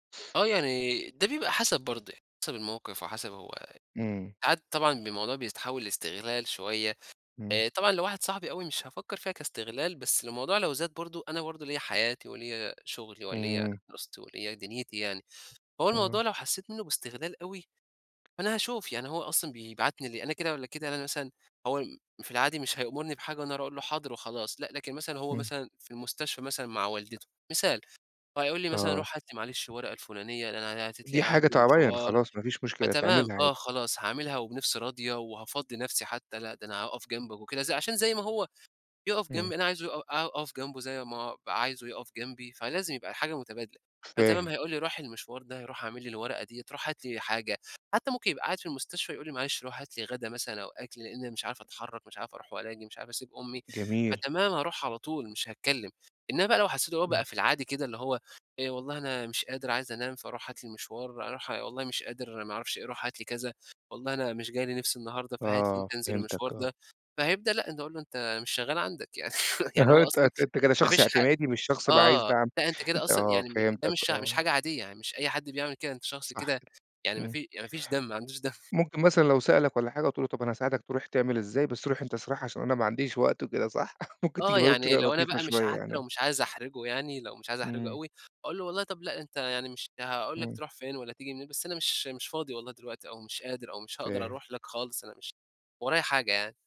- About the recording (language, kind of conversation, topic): Arabic, podcast, إيه أهمية الدعم الاجتماعي بعد الفشل؟
- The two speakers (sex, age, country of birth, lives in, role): male, 20-24, Egypt, Egypt, guest; male, 40-44, Egypt, Portugal, host
- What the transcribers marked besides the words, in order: tapping; chuckle; laughing while speaking: "دم"; laugh